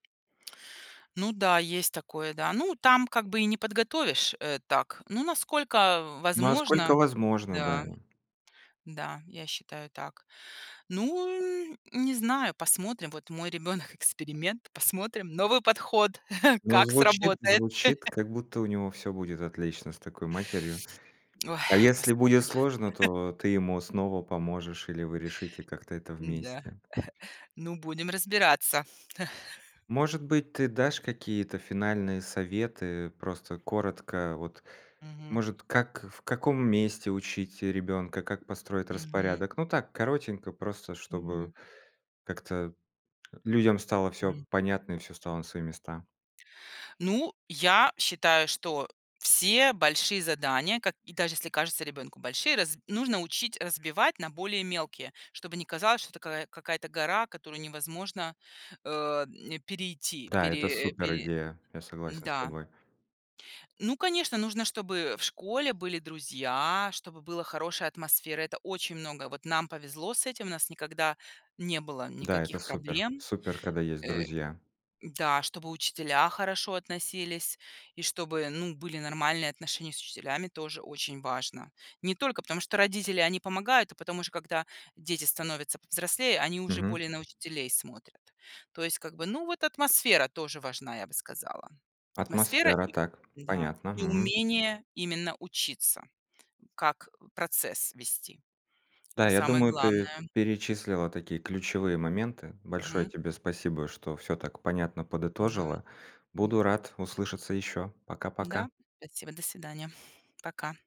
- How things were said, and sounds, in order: tapping; laughing while speaking: "ребенок"; chuckle; tsk; chuckle; chuckle; chuckle; other background noise
- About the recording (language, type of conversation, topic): Russian, podcast, Как родители могут поддержать учебные усилия ребёнка?